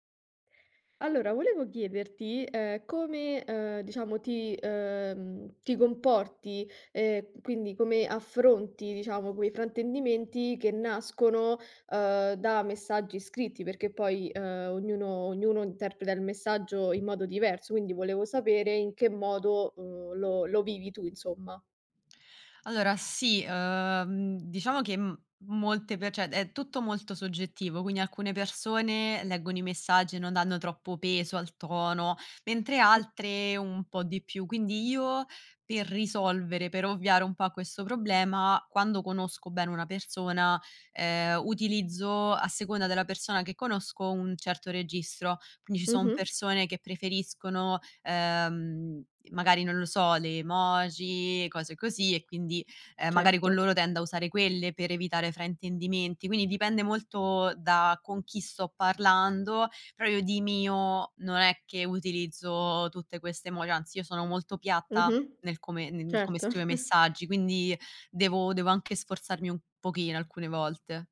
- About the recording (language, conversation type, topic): Italian, podcast, Come affronti fraintendimenti nati dai messaggi scritti?
- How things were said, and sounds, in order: "cioè" said as "ceh"; chuckle